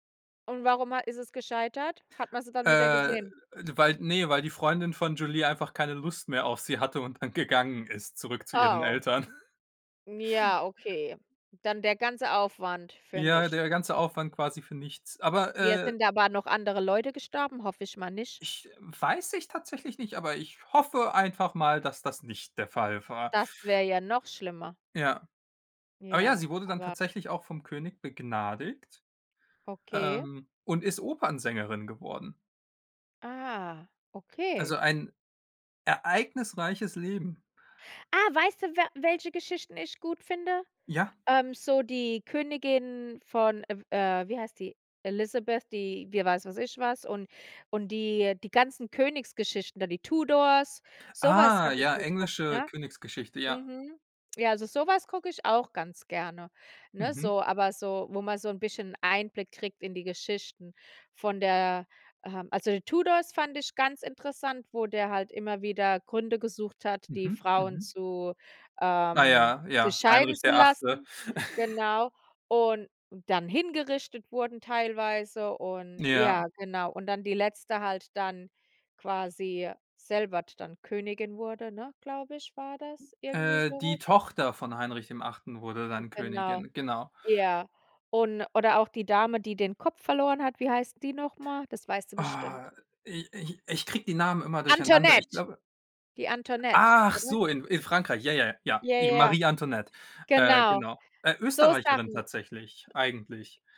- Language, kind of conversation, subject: German, unstructured, Welche historische Persönlichkeit findest du besonders inspirierend?
- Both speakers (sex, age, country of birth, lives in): female, 35-39, Germany, United States; male, 25-29, Germany, Germany
- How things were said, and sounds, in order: laughing while speaking: "dann"; chuckle; chuckle; "selber" said as "selbert"